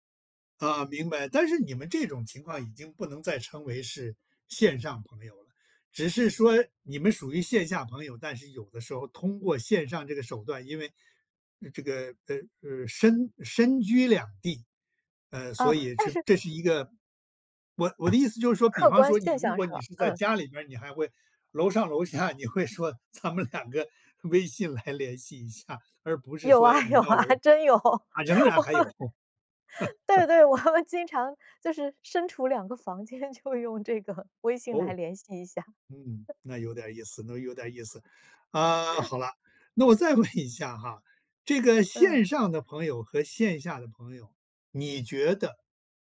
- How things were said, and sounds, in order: other background noise; laughing while speaking: "楼下"; laughing while speaking: "有啊，真有，我"; chuckle; laugh; laughing while speaking: "我们经常就是身处两 个房间，就用这个微信来联系一下"; chuckle; laughing while speaking: "问"
- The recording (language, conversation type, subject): Chinese, podcast, 你怎么看线上朋友和线下朋友的区别？